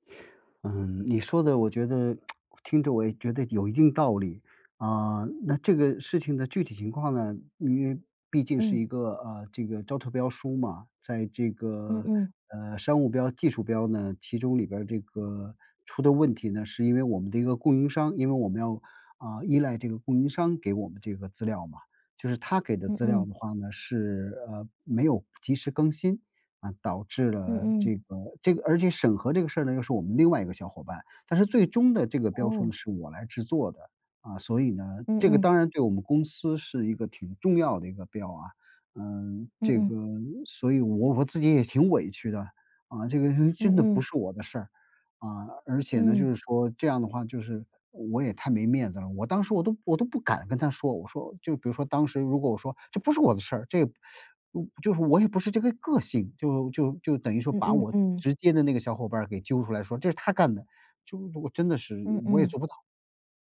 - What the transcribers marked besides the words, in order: tsk; tapping; other background noise; teeth sucking
- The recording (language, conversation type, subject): Chinese, advice, 上司当众批评我后，我该怎么回应？